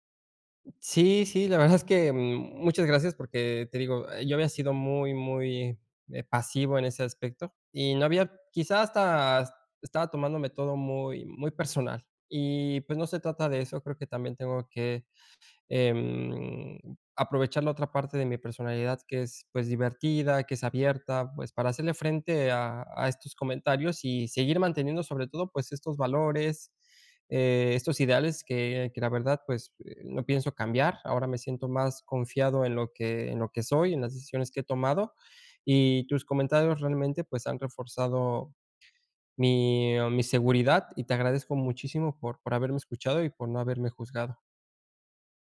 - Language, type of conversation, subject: Spanish, advice, ¿Cómo puedo mantener mis valores cuando otras personas me presionan para actuar en contra de mis convicciones?
- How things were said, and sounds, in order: drawn out: "em"